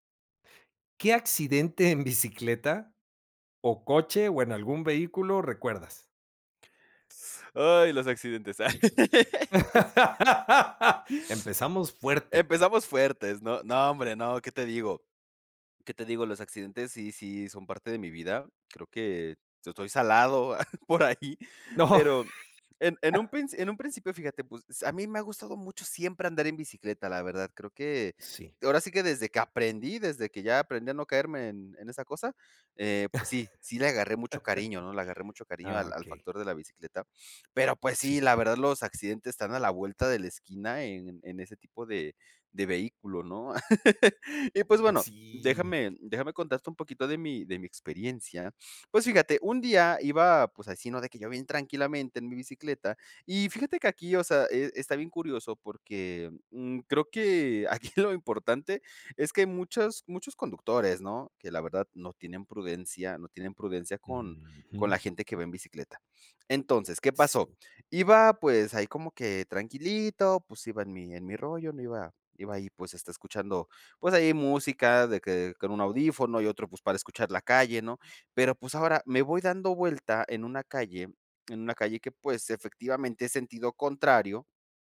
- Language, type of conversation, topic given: Spanish, podcast, ¿Qué accidente recuerdas, ya sea en bicicleta o en coche?
- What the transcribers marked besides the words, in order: laughing while speaking: "en"; laugh; chuckle; laughing while speaking: "por ahí"; laughing while speaking: "No"; laugh; laugh; laughing while speaking: "aquí"